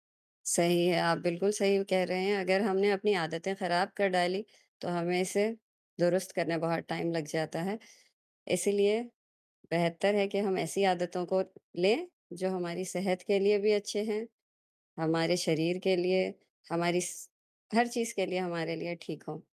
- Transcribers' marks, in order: static; in English: "टाइम"
- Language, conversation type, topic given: Hindi, unstructured, आप सुबह जल्दी उठना पसंद करेंगे या देर रात तक जागना?